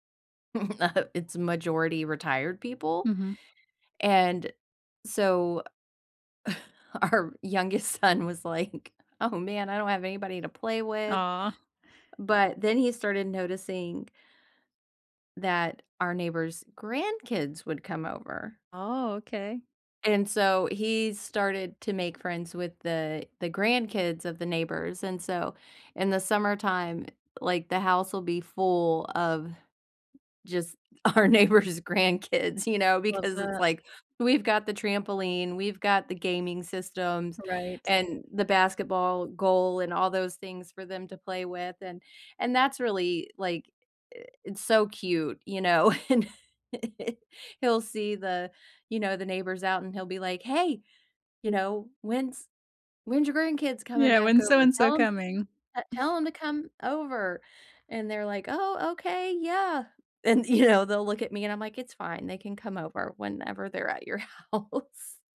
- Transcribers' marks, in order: chuckle; chuckle; laughing while speaking: "our youngest son was like"; put-on voice: "Oh, man, I don't have anybody to play with"; stressed: "grandkids"; other background noise; laughing while speaking: "our neighbors' grandkids, you know, because"; chuckle; laughing while speaking: "And"; chuckle; chuckle; tapping; laughing while speaking: "And, you know"; laughing while speaking: "house"
- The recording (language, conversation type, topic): English, unstructured, How can I make moments meaningful without overplanning?